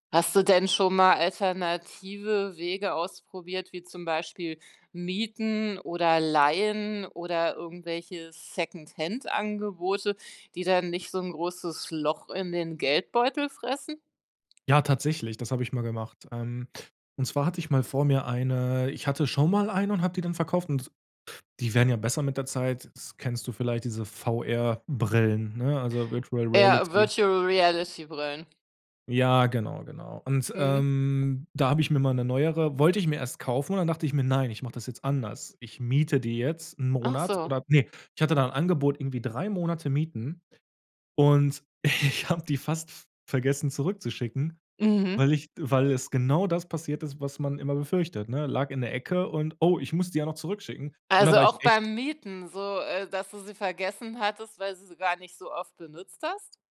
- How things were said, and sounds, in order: other background noise; in English: "Virtual Reality"; in English: "Virtual-Reality"; laughing while speaking: "ich habe"
- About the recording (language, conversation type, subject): German, podcast, Wie probierst du neue Dinge aus, ohne gleich alles zu kaufen?